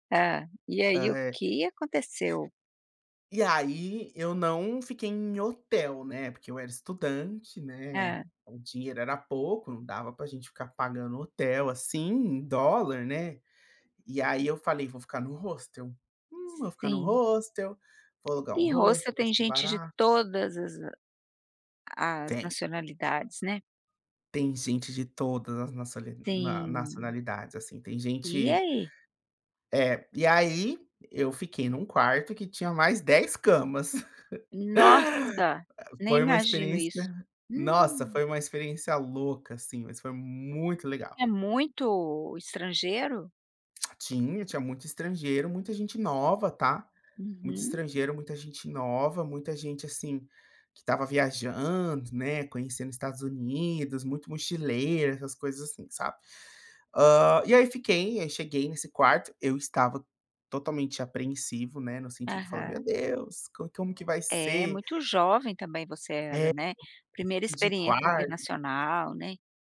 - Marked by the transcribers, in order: other background noise; tapping; chuckle; stressed: "Nossa"; stressed: "muito"; unintelligible speech
- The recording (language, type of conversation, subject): Portuguese, podcast, Como foi conversar com alguém sem falar a mesma língua?